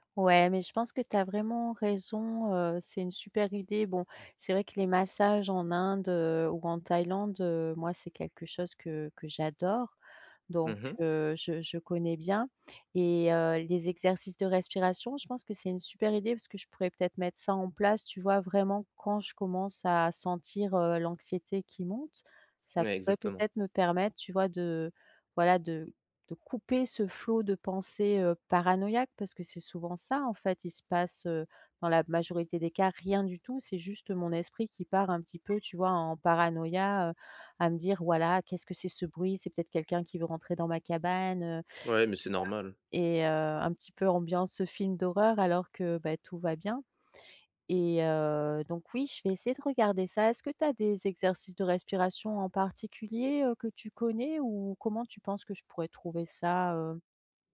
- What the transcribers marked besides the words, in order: tapping; other background noise
- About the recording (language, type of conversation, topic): French, advice, Comment puis-je réduire mon anxiété liée aux voyages ?